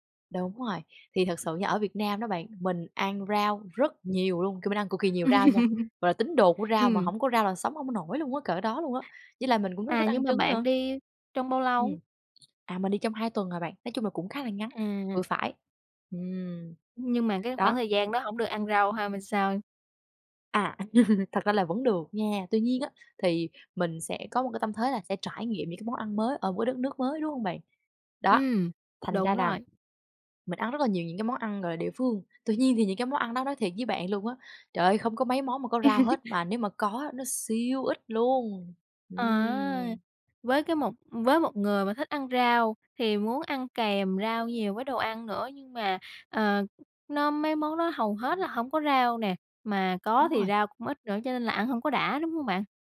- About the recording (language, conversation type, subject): Vietnamese, podcast, Bạn thay đổi thói quen ăn uống thế nào khi đi xa?
- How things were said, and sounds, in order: other background noise; laugh; tapping; laugh; laugh